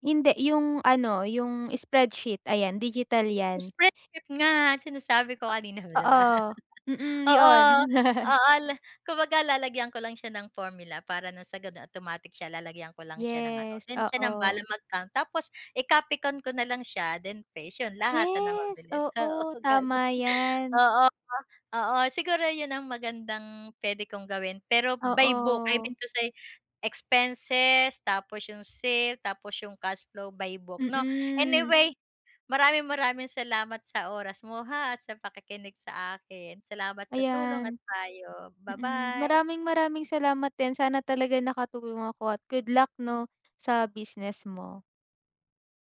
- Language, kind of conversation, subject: Filipino, advice, Paano ako makakapagmuni-muni at makakagamit ng naidokumento kong proseso?
- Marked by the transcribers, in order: other background noise; chuckle; laughing while speaking: "oo ganun"; tapping